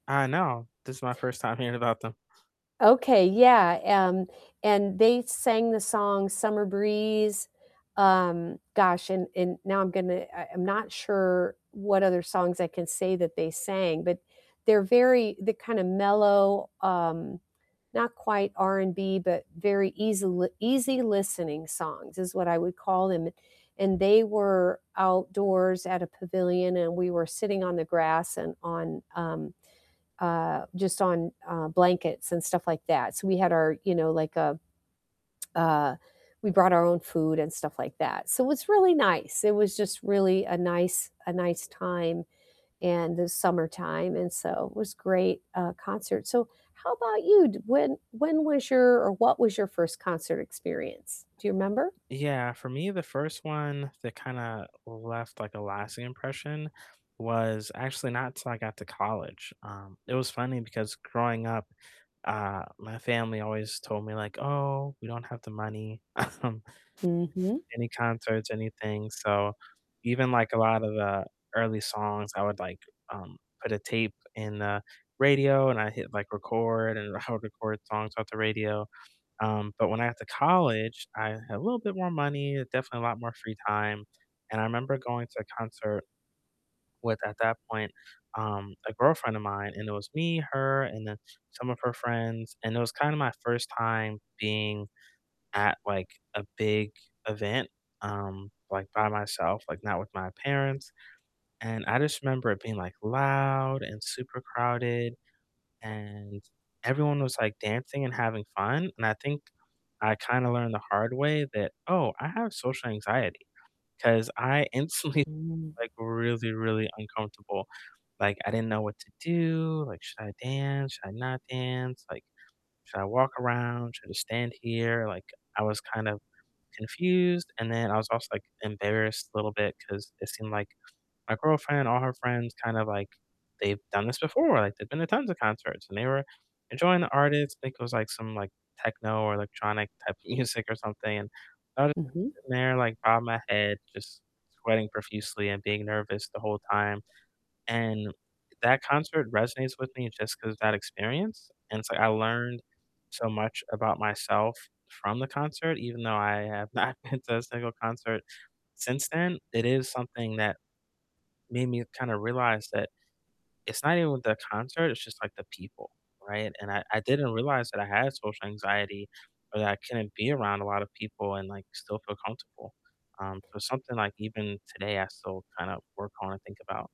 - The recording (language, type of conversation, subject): English, unstructured, What was your first concert like—who did you see, where was it, and which songs still resonate with you today?
- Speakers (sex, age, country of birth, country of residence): female, 65-69, United States, United States; male, 40-44, United States, United States
- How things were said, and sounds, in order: laughing while speaking: "hearing"; static; tapping; other background noise; tsk; laughing while speaking: "um"; laughing while speaking: "I"; laughing while speaking: "instantly"; distorted speech; laughing while speaking: "music"; laughing while speaking: "not been to a single"